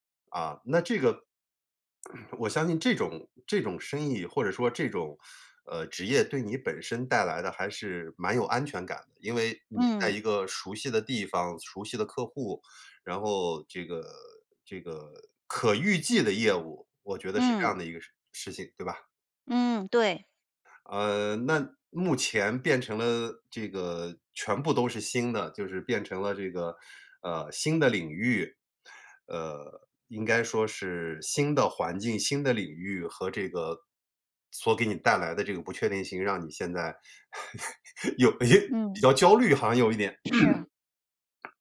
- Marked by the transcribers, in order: other background noise; teeth sucking; chuckle; throat clearing
- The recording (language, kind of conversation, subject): Chinese, advice, 在不确定的情况下，如何保持实现目标的动力？